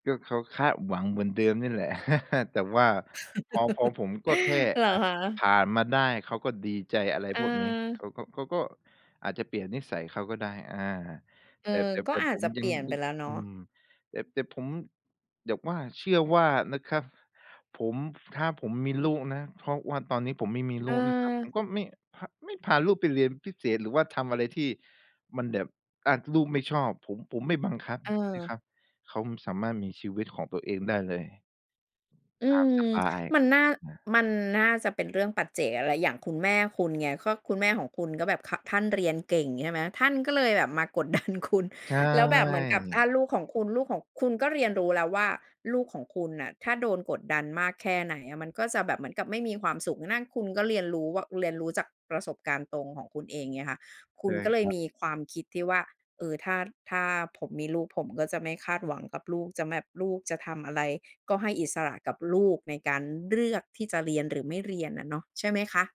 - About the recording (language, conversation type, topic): Thai, podcast, ที่บ้านคาดหวังเรื่องการศึกษาเยอะขนาดไหน?
- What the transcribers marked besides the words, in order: laugh; unintelligible speech; laughing while speaking: "มากดดันคุณ"